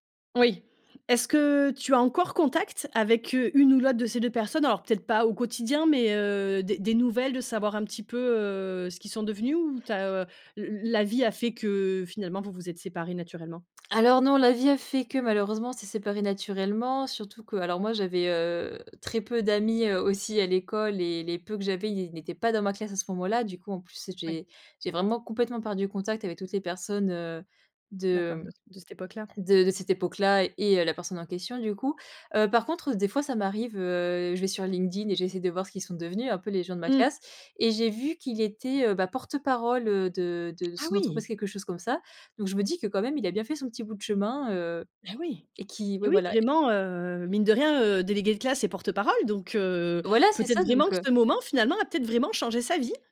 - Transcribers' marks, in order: drawn out: "que"; tapping; drawn out: "heu"; drawn out: "heu"; drawn out: "heu"; other background noise; drawn out: "heu"; surprised: "Ah oui !"; anticipating: "Eh oui !"; drawn out: "heu"; stressed: "porte-parole"
- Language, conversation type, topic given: French, podcast, As-tu déjà vécu un moment de solidarité qui t’a profondément ému ?